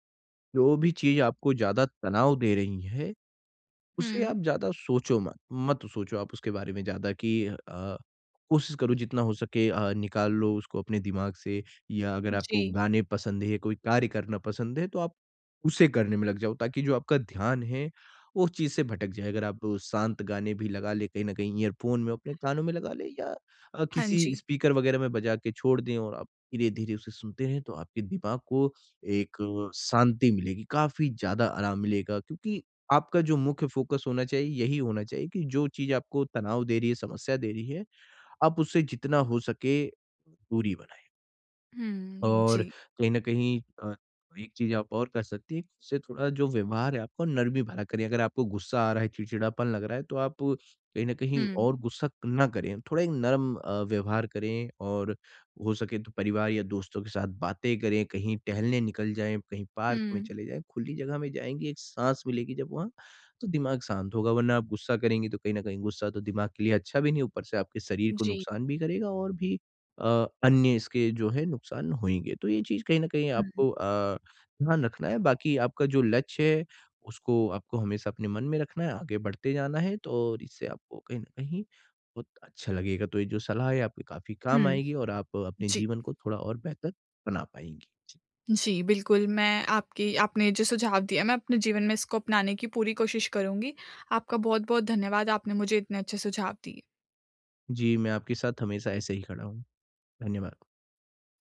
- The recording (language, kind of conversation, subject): Hindi, advice, तनाव अचानक आए तो मैं कैसे जल्दी शांत और उपस्थित रहूँ?
- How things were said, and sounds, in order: in English: "फ़ोकस"